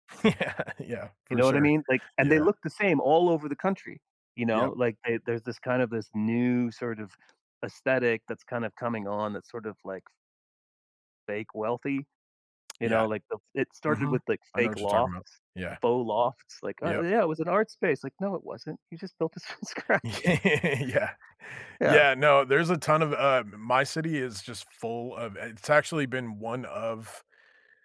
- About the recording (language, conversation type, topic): English, unstructured, How can I make my neighborhood worth lingering in?
- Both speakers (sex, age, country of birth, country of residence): male, 40-44, United States, United States; male, 50-54, United States, United States
- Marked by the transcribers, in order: laughing while speaking: "Yeah"; tapping; laughing while speaking: "from scratch"; laugh; laughing while speaking: "Yeah"; chuckle; other background noise